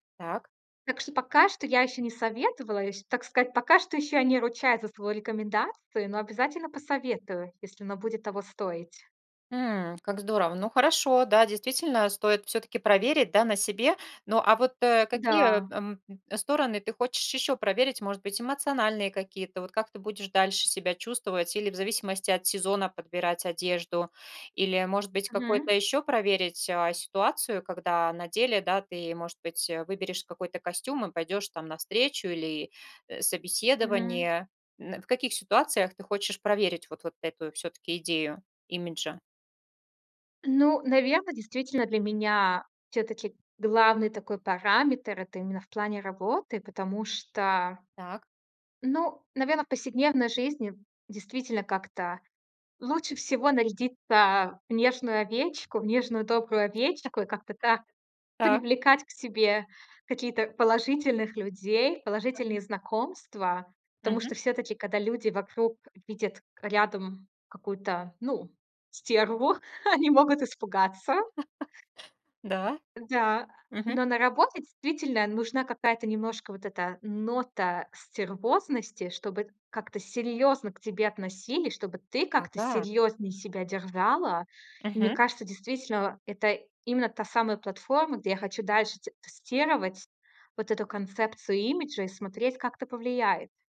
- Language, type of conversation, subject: Russian, podcast, Как меняется самооценка при смене имиджа?
- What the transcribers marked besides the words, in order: tapping; "повседневной" said as "поседневной"; chuckle; chuckle; other background noise